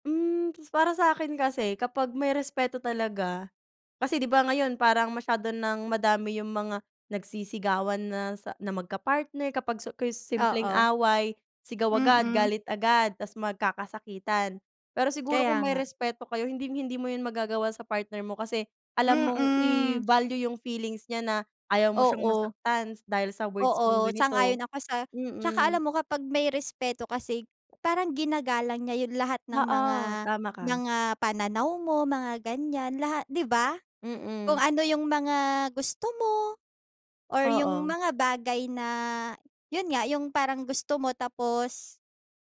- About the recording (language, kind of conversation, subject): Filipino, unstructured, Paano mo malalaman kung handa ka na sa isang relasyon, at ano ang pinakamahalagang katangian na hinahanap mo sa isang kapareha?
- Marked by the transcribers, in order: tapping